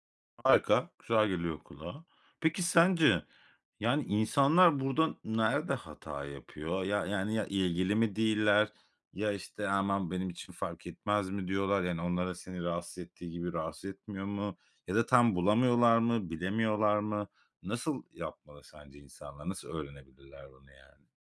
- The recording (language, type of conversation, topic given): Turkish, podcast, Çok amaçlı bir alanı en verimli ve düzenli şekilde nasıl düzenlersin?
- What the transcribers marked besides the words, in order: none